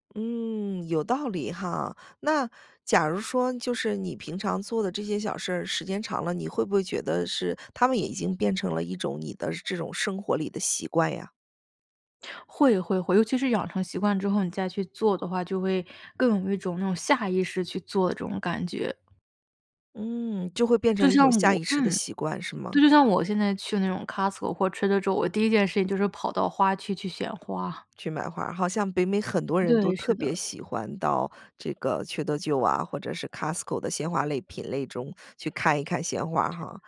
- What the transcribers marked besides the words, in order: chuckle
- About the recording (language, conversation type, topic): Chinese, podcast, 你平常会做哪些小事让自己一整天都更有精神、心情更好吗？